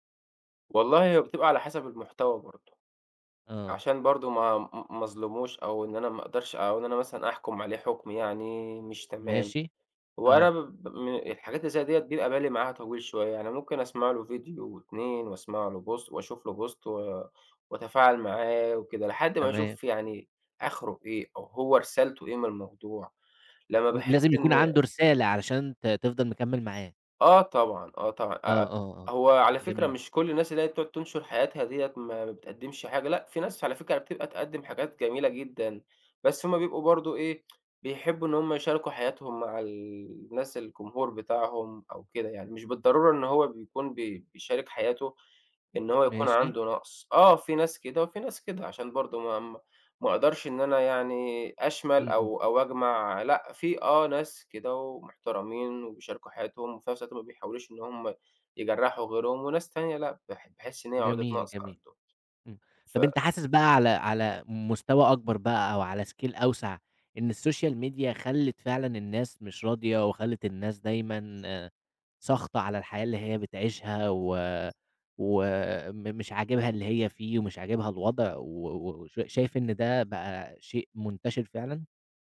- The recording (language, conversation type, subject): Arabic, podcast, ازاي بتتعامل مع إنك بتقارن حياتك بحياة غيرك أونلاين؟
- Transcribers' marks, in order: in English: "Post"; in English: "Post"; other background noise; tsk; in English: "Scale"; in English: "الSocial Media"